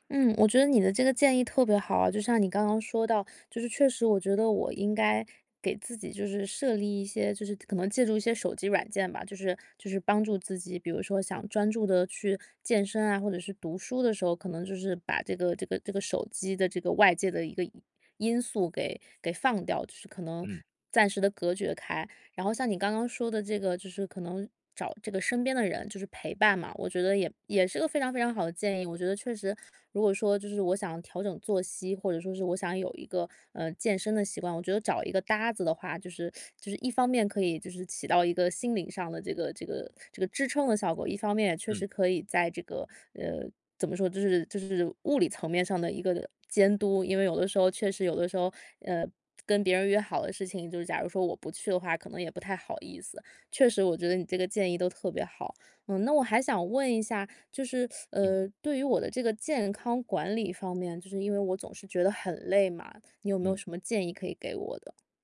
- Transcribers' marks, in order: teeth sucking
- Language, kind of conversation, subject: Chinese, advice, 假期里如何有效放松并恢复精力？